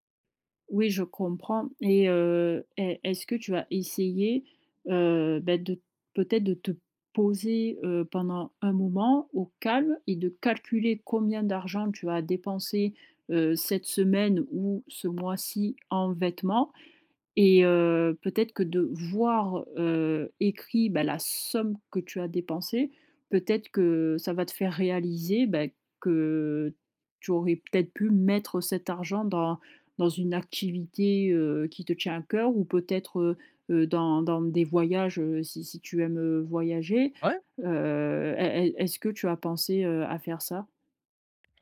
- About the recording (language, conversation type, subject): French, advice, Comment puis-je mieux contrôler mes achats impulsifs au quotidien ?
- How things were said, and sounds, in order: tapping